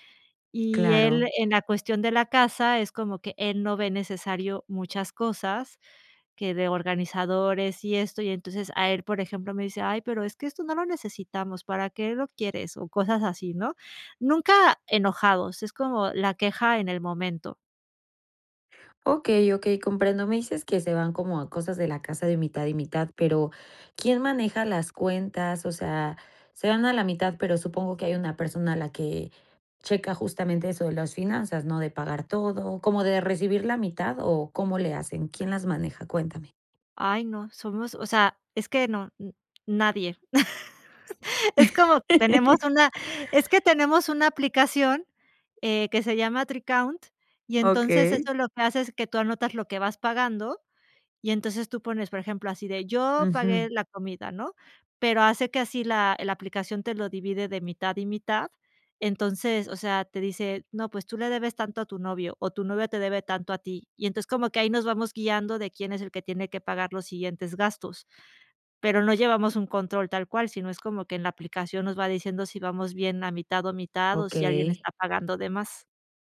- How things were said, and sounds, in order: other background noise; laugh; laugh
- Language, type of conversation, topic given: Spanish, advice, ¿Cómo puedo hablar con mi pareja sobre nuestras diferencias en la forma de gastar dinero?